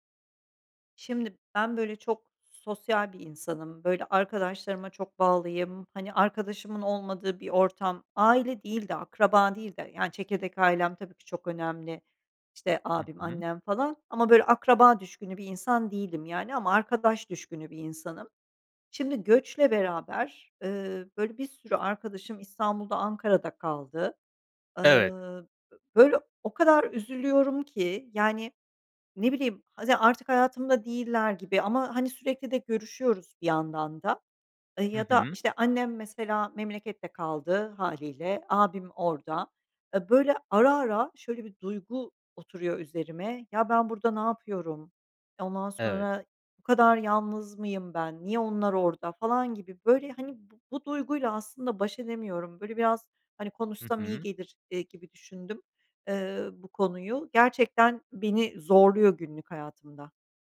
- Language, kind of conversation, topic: Turkish, advice, Eski arkadaşlarınızı ve ailenizi geride bırakmanın yasını nasıl tutuyorsunuz?
- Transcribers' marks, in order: other background noise; tapping